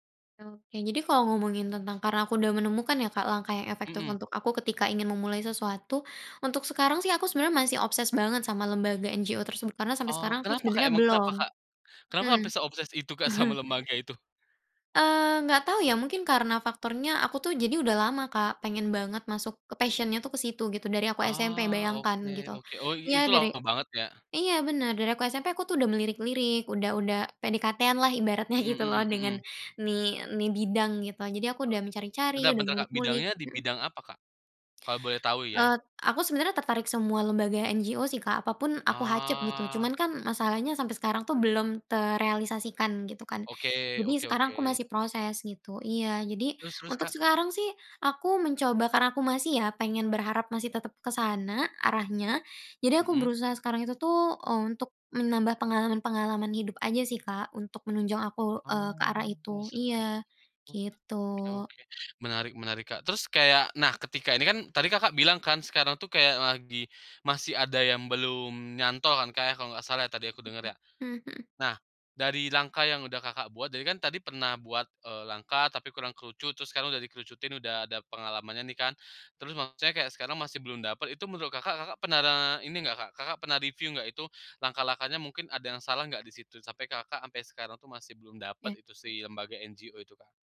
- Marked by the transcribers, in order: in English: "obsess"; in English: "se-obsess"; laughing while speaking: "sama"; chuckle; in English: "passion-nya"; laughing while speaking: "gitu"; other background noise; other noise
- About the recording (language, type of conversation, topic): Indonesian, podcast, Apa langkah pertama yang kamu sarankan untuk orang yang ingin mulai sekarang?